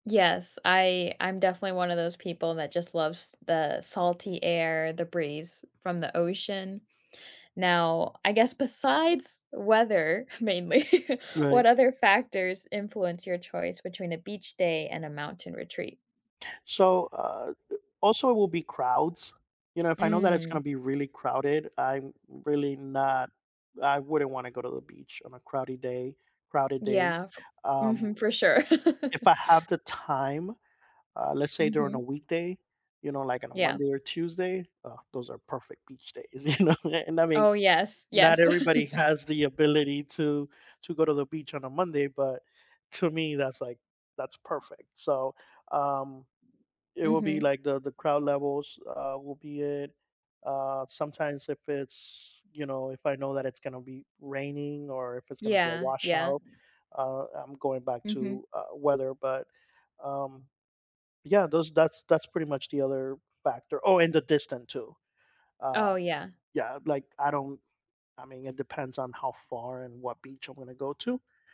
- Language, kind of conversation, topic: English, unstructured, What factors influence your choice between a beach day and a mountain retreat?
- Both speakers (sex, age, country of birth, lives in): female, 25-29, United States, United States; male, 45-49, United States, United States
- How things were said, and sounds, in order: laugh; laugh; laugh; laugh; tapping; other background noise